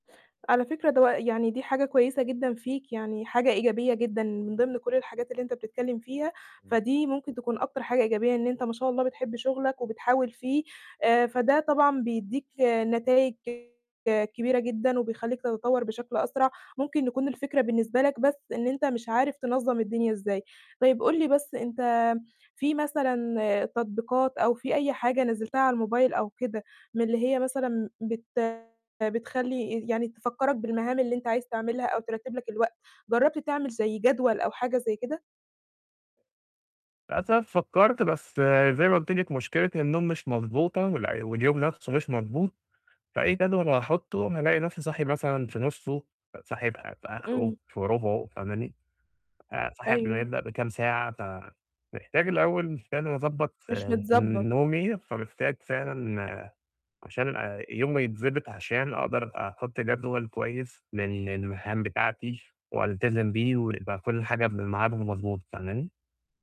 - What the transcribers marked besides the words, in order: distorted speech
- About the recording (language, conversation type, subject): Arabic, advice, إزاي أعمل روتين لتجميع المهام عشان يوفّرلي وقت؟